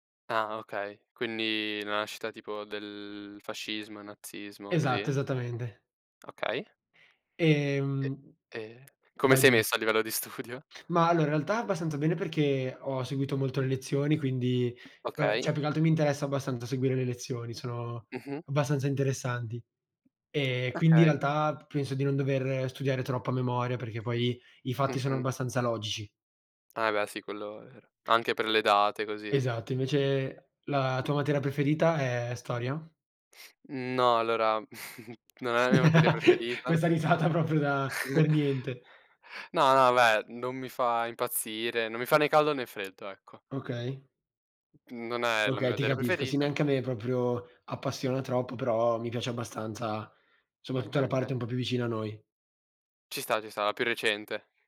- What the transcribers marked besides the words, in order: tapping; laughing while speaking: "studio?"; other background noise; "cioè" said as "ceh"; chuckle; "proprio" said as "propio"; chuckle
- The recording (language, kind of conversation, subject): Italian, unstructured, Quale materia ti fa sentire più felice?